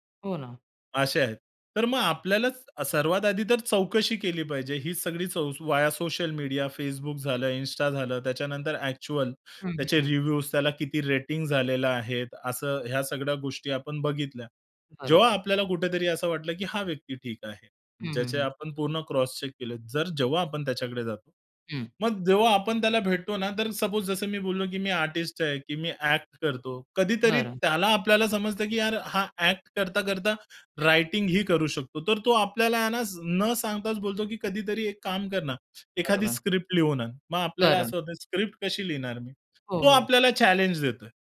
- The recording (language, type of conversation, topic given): Marathi, podcast, तुम्ही मेंटर निवडताना कोणत्या गोष्टी लक्षात घेता?
- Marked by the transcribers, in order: in English: "रिव्ह्यूज"; in English: "क्रॉसचेक"; in English: "सपोज"; tapping; other background noise